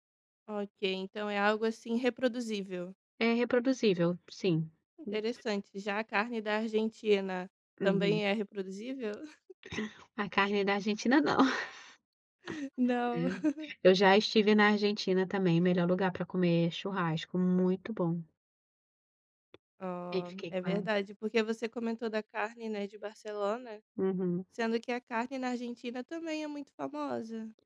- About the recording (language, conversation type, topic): Portuguese, podcast, Qual foi a melhor comida que você experimentou viajando?
- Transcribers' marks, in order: chuckle; chuckle; laugh; tapping